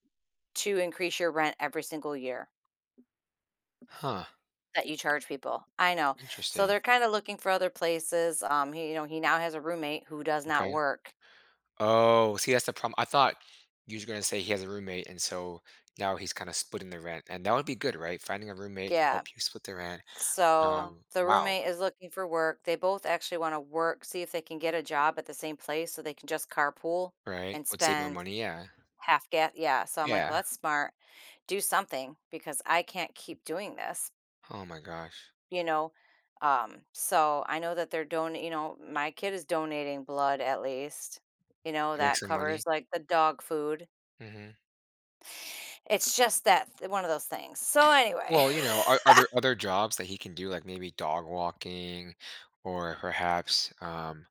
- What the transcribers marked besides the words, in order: other background noise; background speech; laugh
- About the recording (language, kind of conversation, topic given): English, advice, How can I balance hobbies and relationship time?